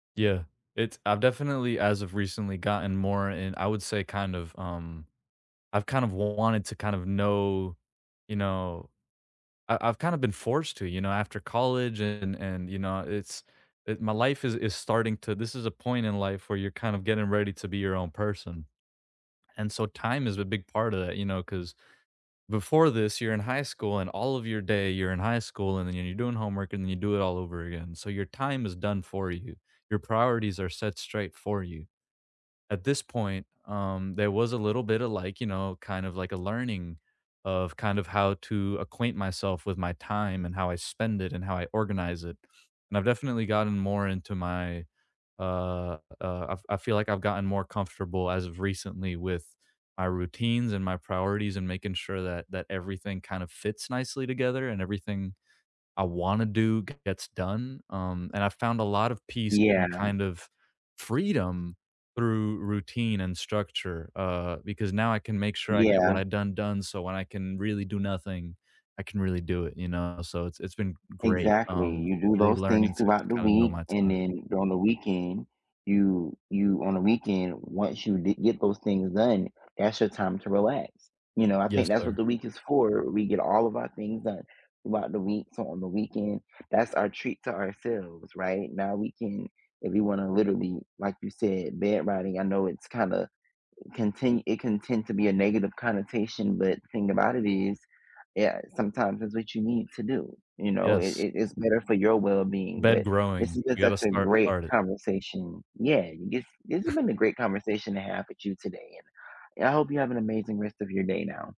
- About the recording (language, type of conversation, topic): English, unstructured, What makes a great, no-plans weekend for you?
- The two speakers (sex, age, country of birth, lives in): male, 20-24, United States, United States; male, 20-24, United States, United States
- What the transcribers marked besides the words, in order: other background noise; scoff